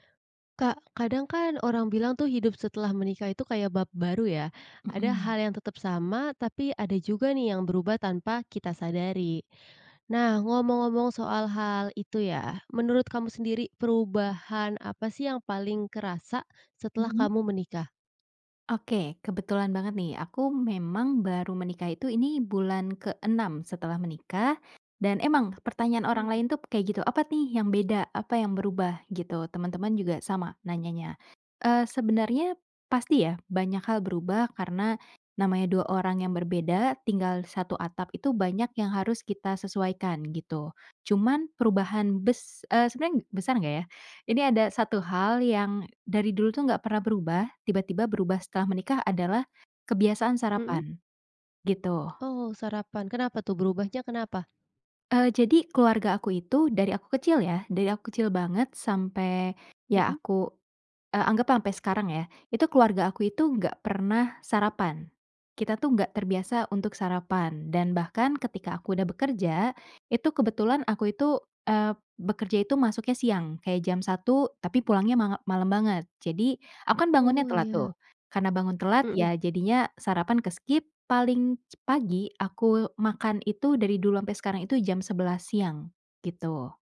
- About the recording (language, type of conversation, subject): Indonesian, podcast, Apa yang berubah dalam hidupmu setelah menikah?
- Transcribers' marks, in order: in English: "ke-skip"